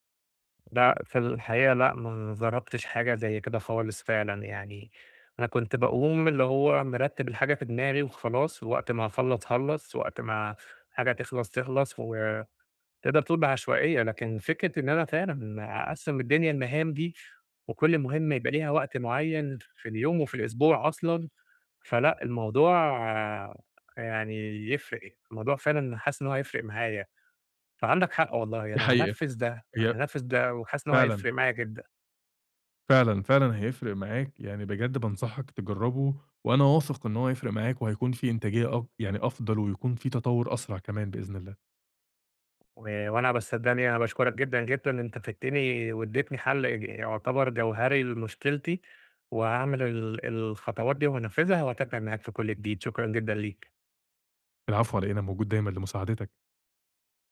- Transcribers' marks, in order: "جربتش" said as "نذربتش"
- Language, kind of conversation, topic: Arabic, advice, إزاي بتعاني من إن الشغل واخد وقتك ومأثر على حياتك الشخصية؟